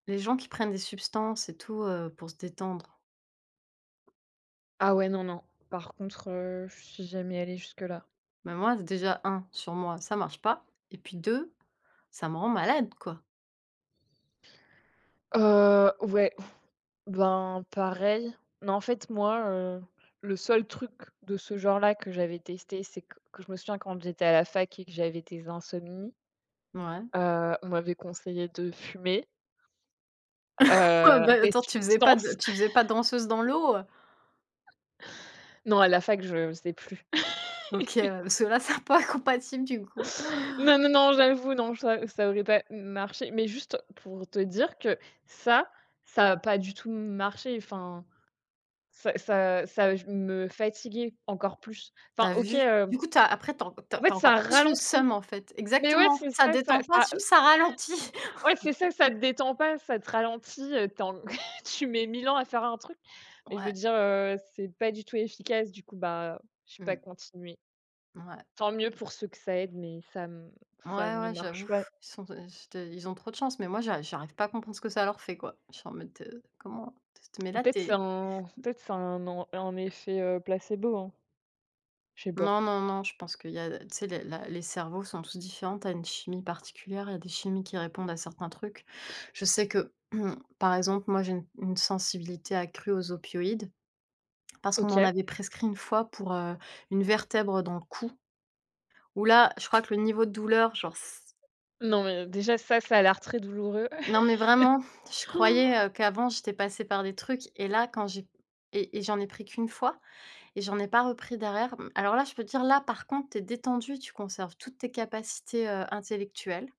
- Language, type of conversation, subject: French, unstructured, Où vous voyez-vous dans un an en matière de bien-être mental ?
- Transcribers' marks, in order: other background noise; chuckle; chuckle; laugh; chuckle; stressed: "ralentit"; chuckle; chuckle; tapping; cough; chuckle; gasp